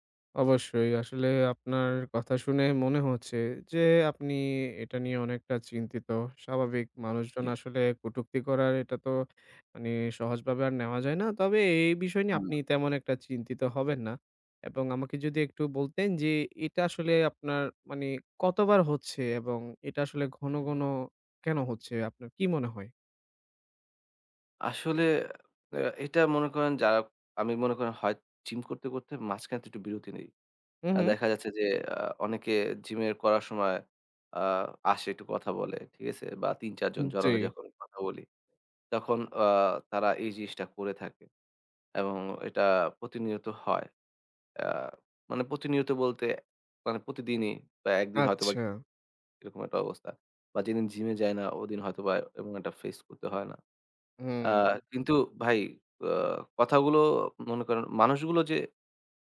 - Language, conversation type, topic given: Bengali, advice, জিমে লজ্জা বা অন্যদের বিচারে অস্বস্তি হয় কেন?
- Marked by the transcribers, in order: none